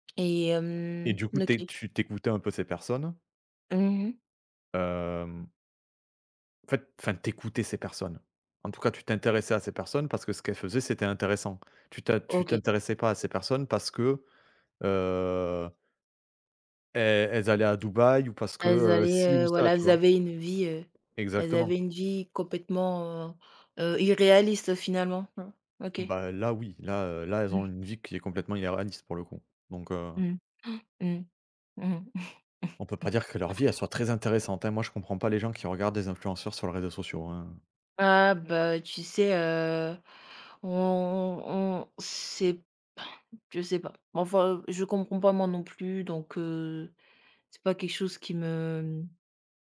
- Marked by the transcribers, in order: inhale; chuckle
- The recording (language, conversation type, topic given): French, unstructured, Penses-tu que les réseaux sociaux montrent une image réaliste du corps parfait ?